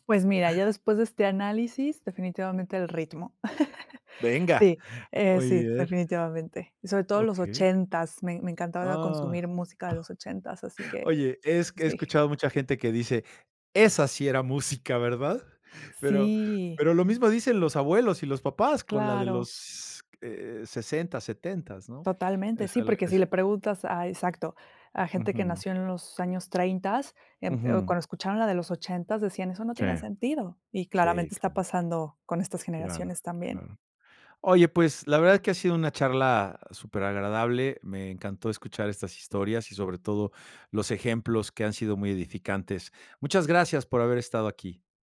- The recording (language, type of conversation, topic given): Spanish, podcast, ¿Qué te atrae más en una canción: la letra o el ritmo?
- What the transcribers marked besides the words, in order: chuckle; gasp; cough